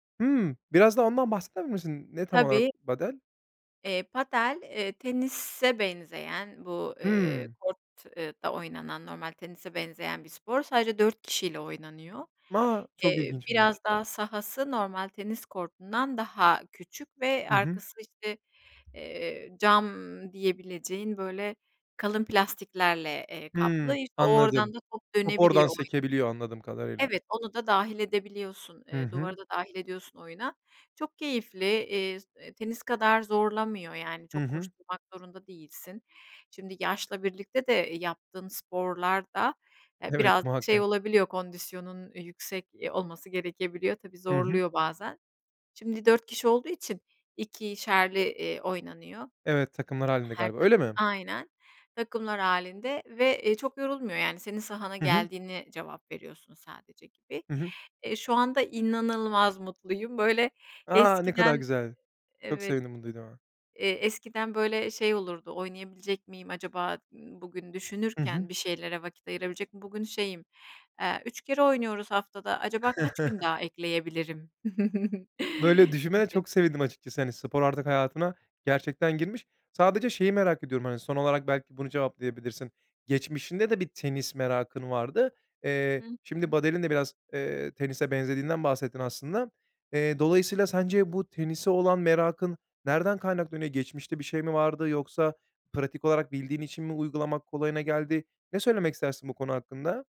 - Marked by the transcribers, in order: "padel" said as "badel"; other background noise; unintelligible speech; chuckle; chuckle; "padel'in" said as "badelinde"
- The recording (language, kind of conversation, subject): Turkish, podcast, Bu hobiyi nasıl ve neden sevdin?